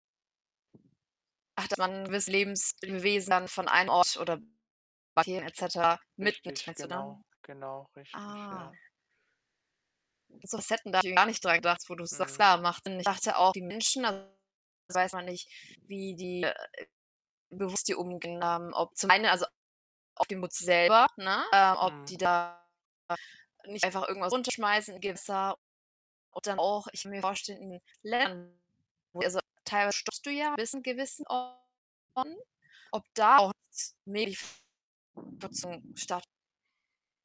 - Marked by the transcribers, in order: other background noise; distorted speech; unintelligible speech; static; unintelligible speech; unintelligible speech
- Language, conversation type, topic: German, unstructured, Was findest du an Kreuzfahrten problematisch?